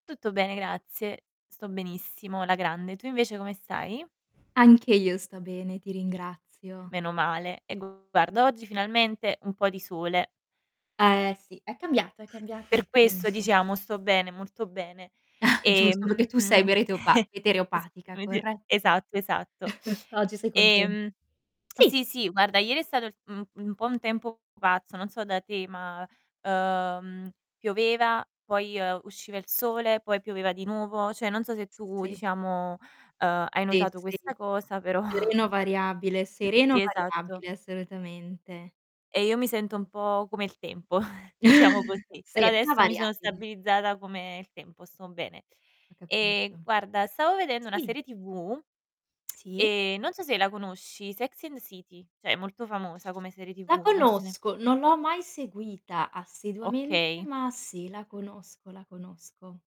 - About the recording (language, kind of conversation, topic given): Italian, unstructured, Come si può perdonare un tradimento in una relazione?
- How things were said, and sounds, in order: distorted speech; static; other background noise; chuckle; unintelligible speech; chuckle; "Cioè" said as "ceh"; laughing while speaking: "però"; chuckle; lip smack; "Cioè" said as "ceh"